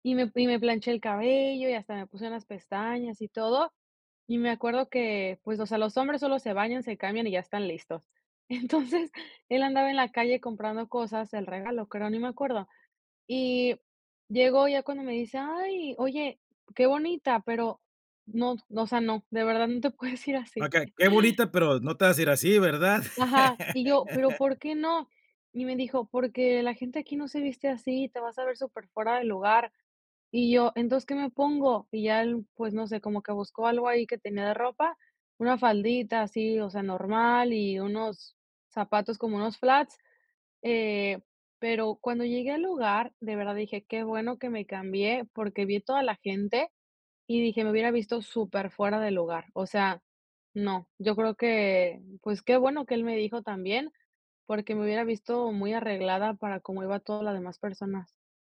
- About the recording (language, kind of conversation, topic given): Spanish, podcast, ¿Cómo equilibras autenticidad y expectativas sociales?
- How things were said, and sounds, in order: chuckle; tapping; laughing while speaking: "no te puedes"; other background noise; laugh; in English: "flats"